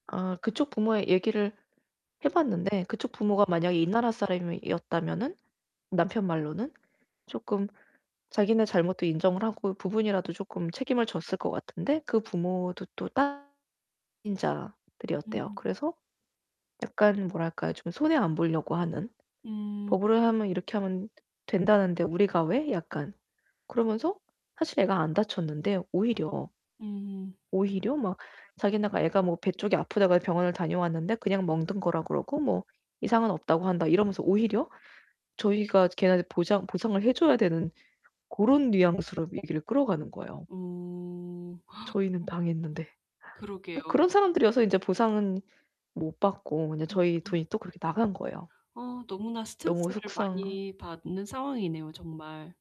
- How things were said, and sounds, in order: tapping; distorted speech; other background noise; unintelligible speech; static; gasp; unintelligible speech
- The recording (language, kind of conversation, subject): Korean, advice, 재정 충격을 받았을 때 스트레스를 어떻게 관리할 수 있을까요?